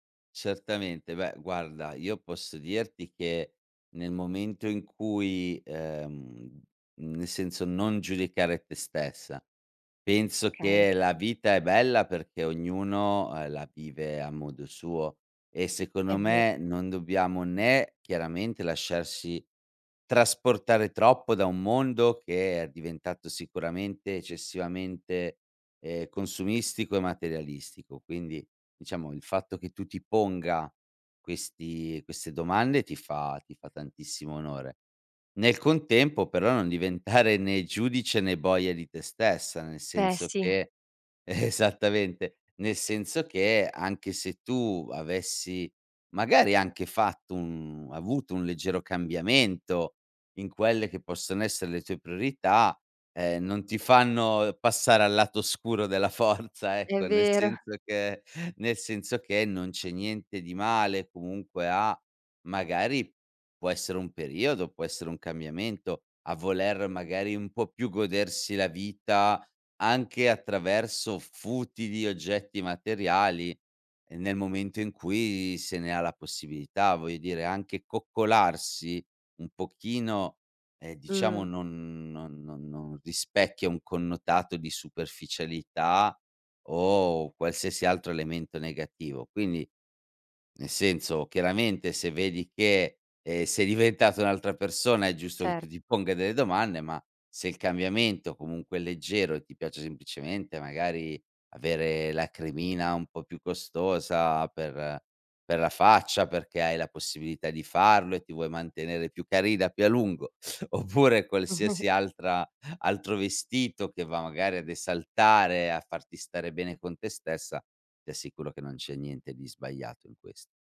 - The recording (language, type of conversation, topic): Italian, advice, Come posso iniziare a vivere in modo più minimalista?
- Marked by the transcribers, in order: laughing while speaking: "Esattamente"; laughing while speaking: "Forza"; laughing while speaking: "oppure"; chuckle